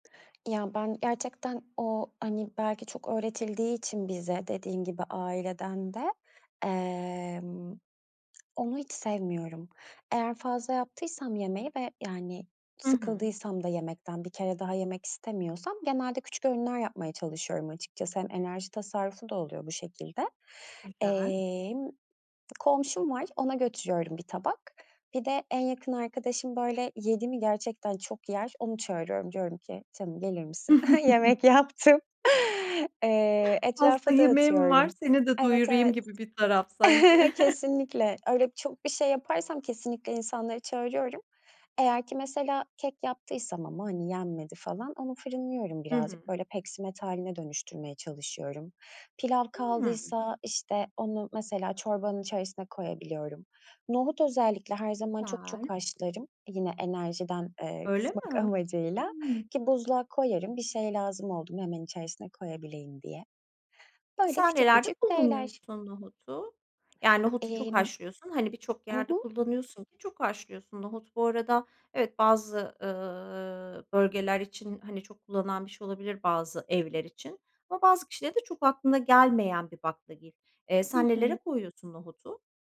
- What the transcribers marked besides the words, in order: lip smack; chuckle; other background noise; chuckle
- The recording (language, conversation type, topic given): Turkish, podcast, Malzeme eksildiğinde hangi alternatifleri tercih edersin?